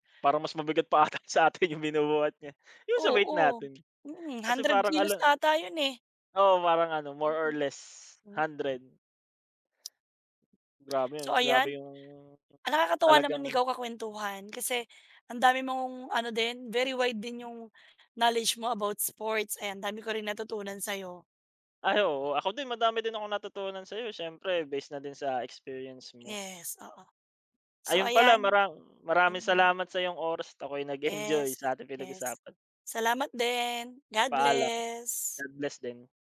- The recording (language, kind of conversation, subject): Filipino, unstructured, Sa palagay mo, may diskriminasyon ba sa palakasan laban sa mga babae?
- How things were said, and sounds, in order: laughing while speaking: "ata sa'tin yung binubuhat niya"; tapping; tongue click; laughing while speaking: "nag-enjoy"